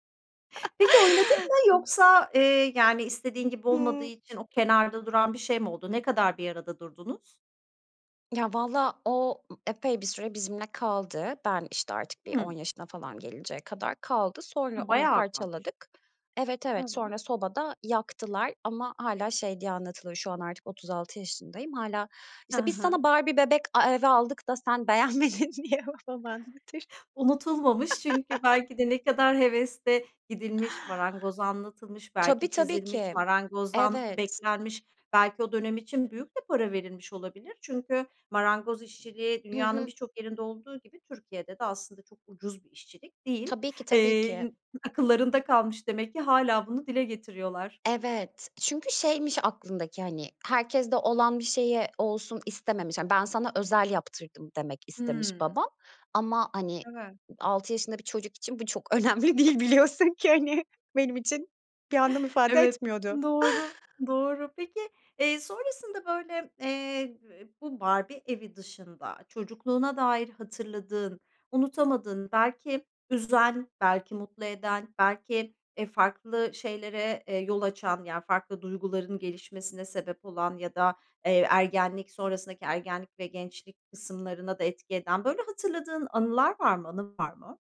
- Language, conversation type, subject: Turkish, podcast, En sevdiğin çocukluk anın nedir?
- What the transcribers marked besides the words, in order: chuckle; tapping; laughing while speaking: "beğenmedin. diye babam anlatır"; other background noise; chuckle; laughing while speaking: "bu çok önemli değil biliyorsun ki hani"